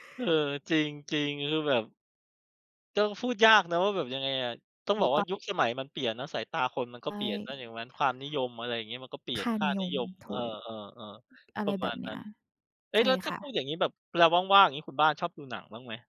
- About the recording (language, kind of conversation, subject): Thai, unstructured, ภาพยนตร์เรื่องไหนที่เปลี่ยนมุมมองต่อชีวิตของคุณ?
- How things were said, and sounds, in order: other background noise; unintelligible speech; tapping